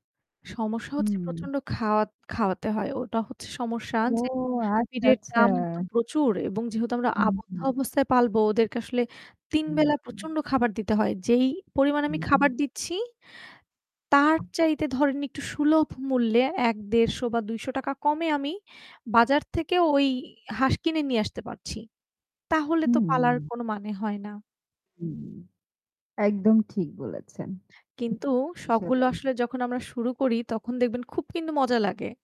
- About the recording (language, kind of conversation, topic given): Bengali, unstructured, তোমার কী কী ধরনের শখ আছে?
- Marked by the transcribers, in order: static; tapping; other noise